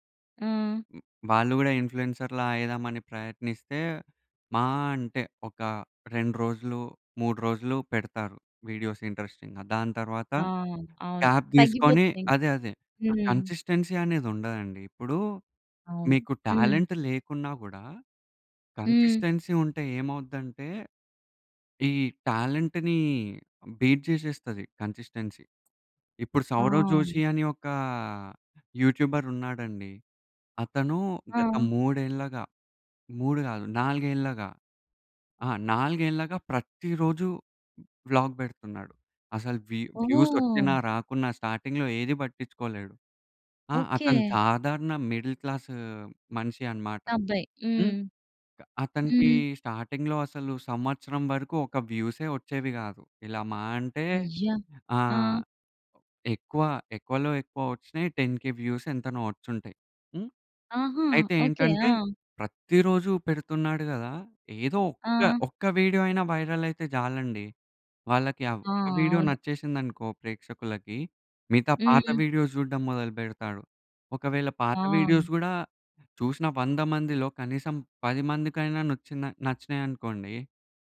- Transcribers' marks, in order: other background noise; in English: "ఇన్‌ఫ్లుయెన్సర్‌లా"; in English: "వీడియోస్ ఇంట్రెస్టింగ్‌గా"; in English: "గ్యాప్"; in English: "కన్‌సిస్టెన్సీ"; in English: "టాలెంట్"; in English: "కన్‌సిస్టెన్సీ"; in English: "టాలెంట్‌ని బీట్"; in English: "కన్‌సిస్టెన్సీ"; in English: "యూట్యూబర్"; in English: "వ్లాగ్"; in English: "వ్యూ వ్యూస్"; in English: "స్టార్టింగ్‌లో"; in English: "మిడిల్ క్లాస్"; in English: "స్టార్టింగ్‌లో"; in English: "టెన్‌కే వ్యూస్"; in English: "వైరల్"; in English: "వీడియోస్"; in English: "వీడియోస్"
- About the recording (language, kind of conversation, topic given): Telugu, podcast, ఇన్ఫ్లుయెన్సర్లు ప్రేక్షకుల జీవితాలను ఎలా ప్రభావితం చేస్తారు?